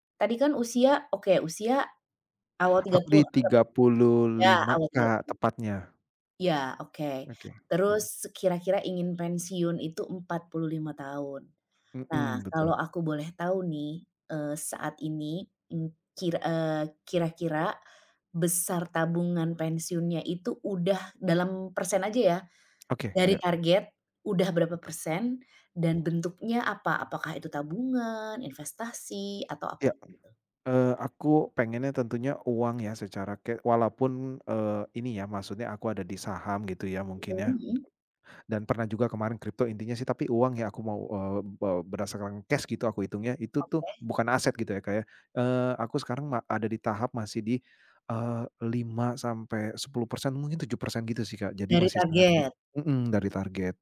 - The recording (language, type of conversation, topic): Indonesian, advice, Bagaimana cara mulai merencanakan pensiun jika saya cemas tabungan pensiun saya terlalu sedikit?
- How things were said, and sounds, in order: other background noise